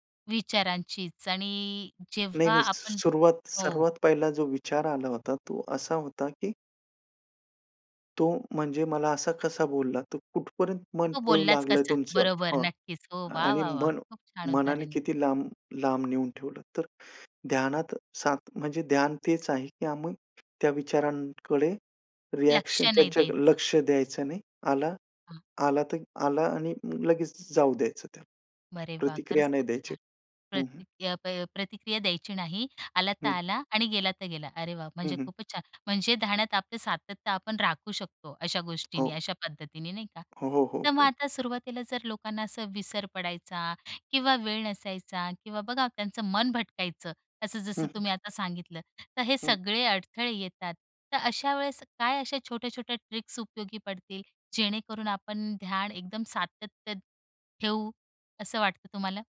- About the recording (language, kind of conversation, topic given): Marathi, podcast, ध्यानात सातत्य राखण्याचे उपाय कोणते?
- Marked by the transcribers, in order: in English: "रिएक्शन"; other background noise; tapping; in English: "ट्रिक्स"